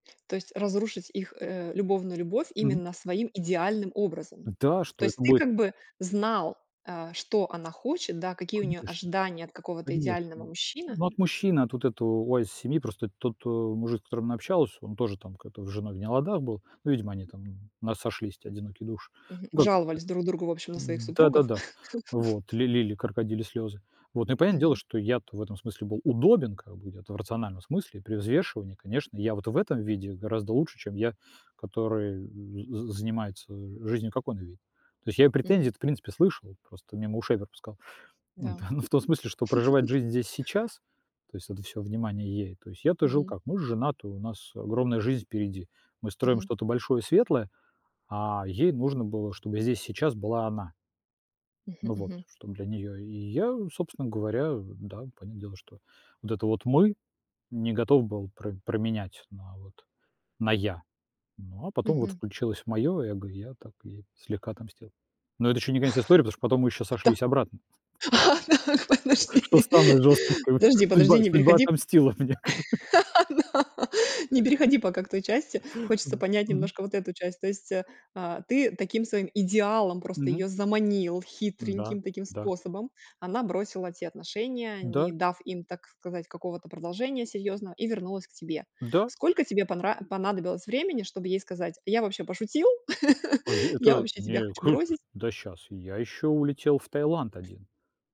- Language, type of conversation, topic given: Russian, podcast, Как можно простить измену или серьёзное предательство?
- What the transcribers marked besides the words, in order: tapping; in English: "wise"; unintelligible speech; laugh; stressed: "удобен"; chuckle; other background noise; laughing while speaking: "Да. А так, подожди"; laughing while speaking: "Что самое жёсткое как бы, судьба судьба отомстила мне ка"; laugh; chuckle